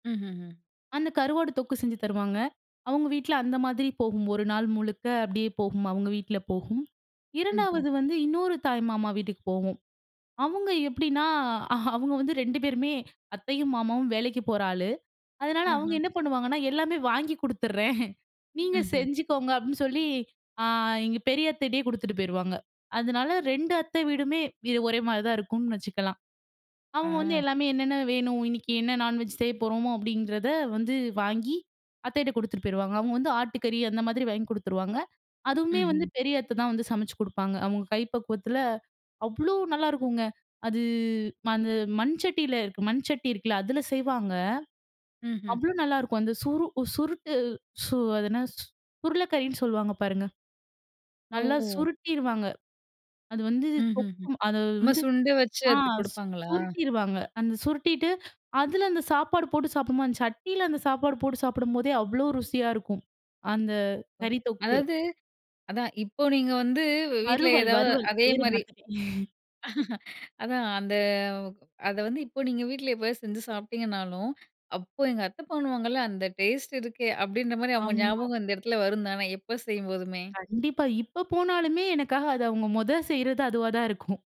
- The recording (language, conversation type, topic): Tamil, podcast, உறவினர்களுடன் பகிர்ந்துகொள்ளும் நினைவுகளைத் தூண்டும் உணவு எது?
- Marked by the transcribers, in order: tapping; other noise; chuckle; laugh; other background noise; drawn out: "அது"; laugh; chuckle; chuckle